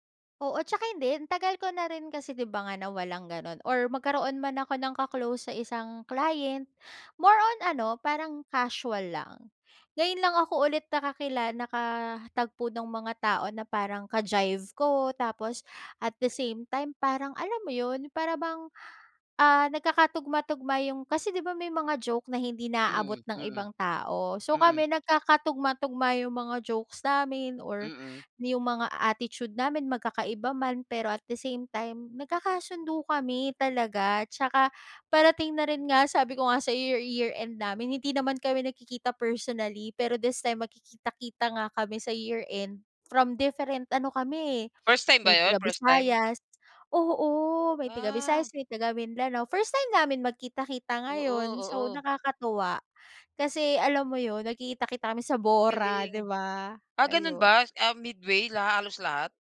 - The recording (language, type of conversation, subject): Filipino, podcast, Ano ang masasabi mo tungkol sa epekto ng mga panggrupong usapan at pakikipag-chat sa paggamit mo ng oras?
- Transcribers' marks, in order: gasp; in English: "ka-jive"; gasp; gasp; gasp; gasp; laughing while speaking: "sa Bora, 'di ba?"; in English: "midway"